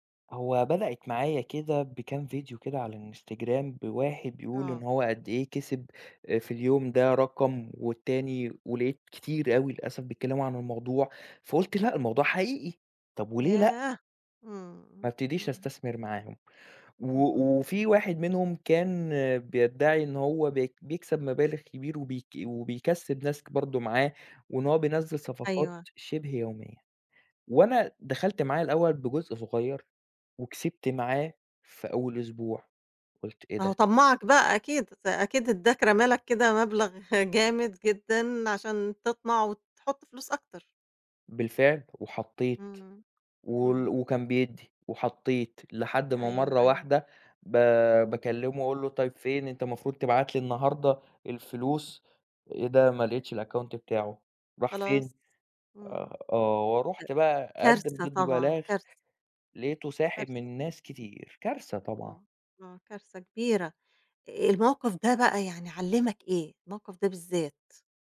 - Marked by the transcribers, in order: chuckle; tapping
- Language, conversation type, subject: Arabic, podcast, إزاي الضغط الاجتماعي بيأثر على قراراتك لما تاخد مخاطرة؟